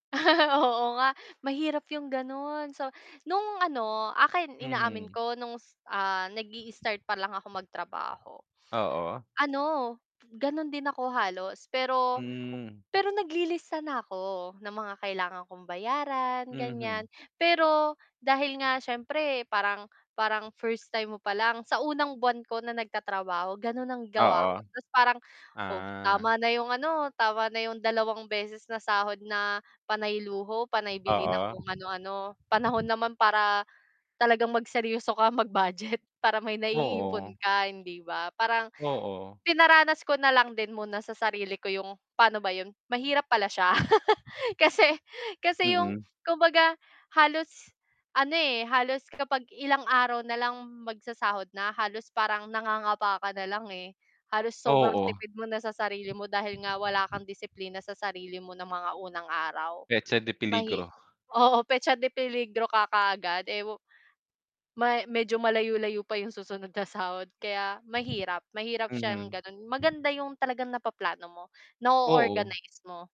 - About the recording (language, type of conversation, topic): Filipino, unstructured, Paano mo pinaplano ang paggamit ng pera mo kada buwan?
- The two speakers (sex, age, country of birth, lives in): female, 25-29, Philippines, Philippines; male, 30-34, Philippines, Philippines
- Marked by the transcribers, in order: laugh; static; distorted speech; mechanical hum; laughing while speaking: "mag-budget"; laugh; tapping